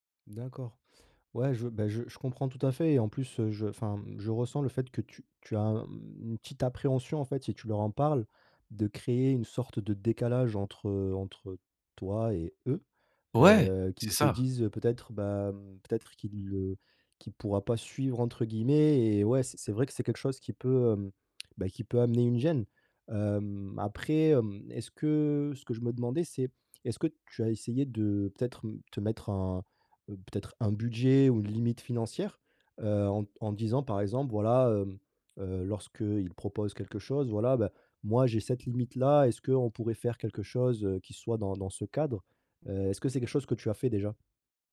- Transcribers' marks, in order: stressed: "Ouais"
- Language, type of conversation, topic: French, advice, Comment gérer la pression sociale pour dépenser lors d’événements et de sorties ?